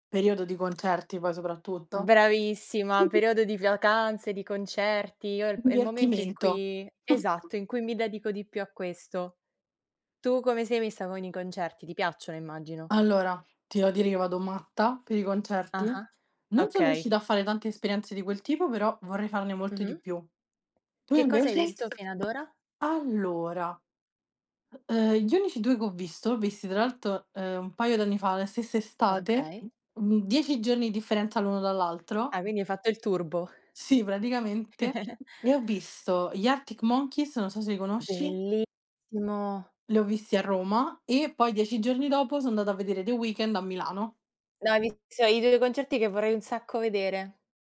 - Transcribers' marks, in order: tapping; other background noise; "vacanze" said as "viacanze"; chuckle; background speech; giggle
- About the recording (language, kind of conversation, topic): Italian, unstructured, Come descriveresti il concerto ideale per te?